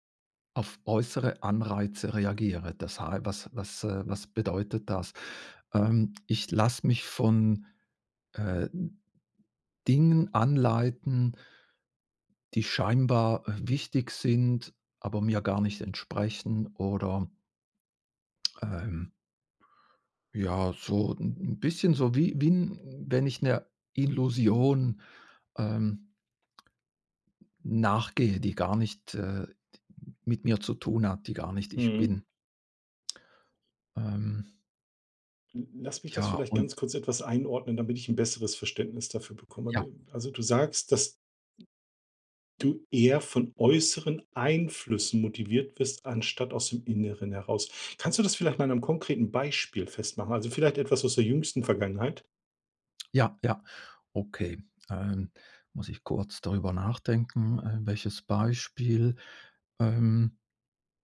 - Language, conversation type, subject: German, advice, Wie kann ich innere Motivation finden, statt mich nur von äußeren Anreizen leiten zu lassen?
- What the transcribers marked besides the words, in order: other noise; other background noise; stressed: "äußeren Einflüssen"